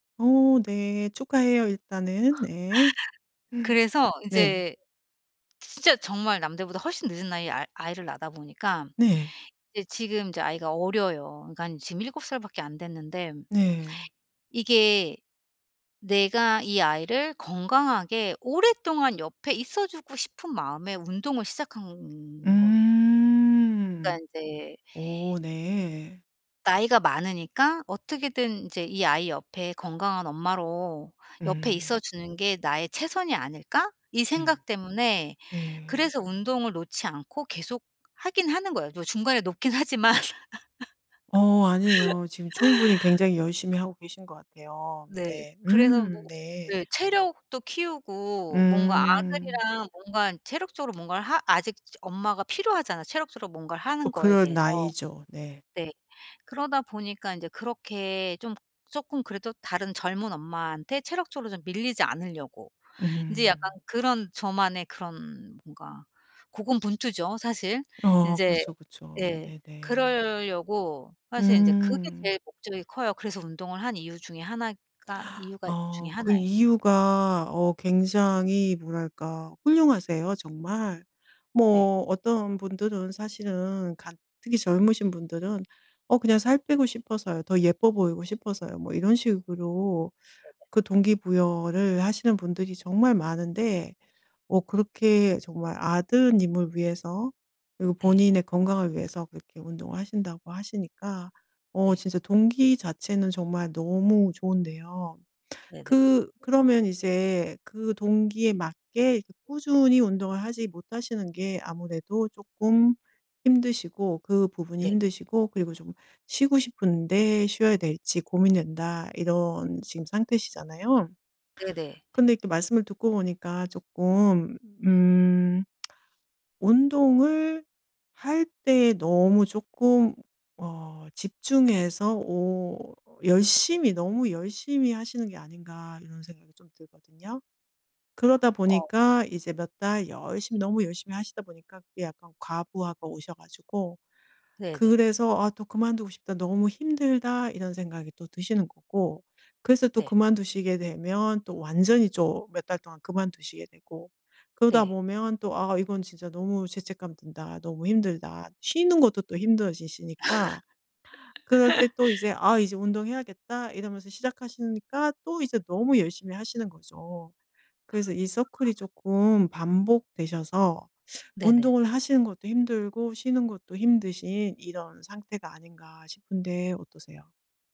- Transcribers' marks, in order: laugh; other background noise; laughing while speaking: "놓긴 하지만"; laugh; unintelligible speech; lip smack; "또" said as "쪼"; laugh; in English: "서클이"
- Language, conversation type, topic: Korean, advice, 꾸준히 운동하고 싶지만 힘들 땐 쉬어도 될지 어떻게 결정해야 하나요?